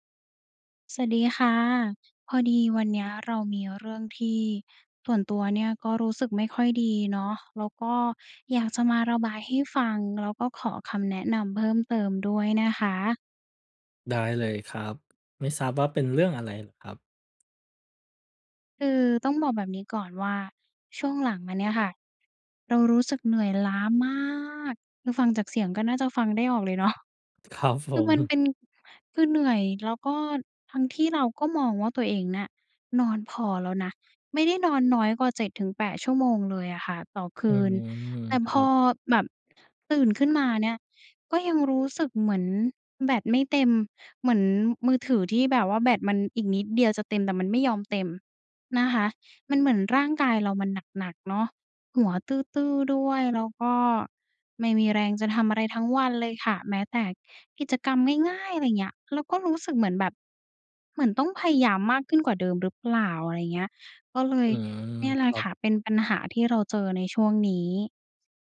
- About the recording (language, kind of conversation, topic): Thai, advice, ทำไมฉันถึงรู้สึกเหนื่อยทั้งวันทั้งที่คิดว่านอนพอแล้ว?
- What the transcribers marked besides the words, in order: laughing while speaking: "ผม"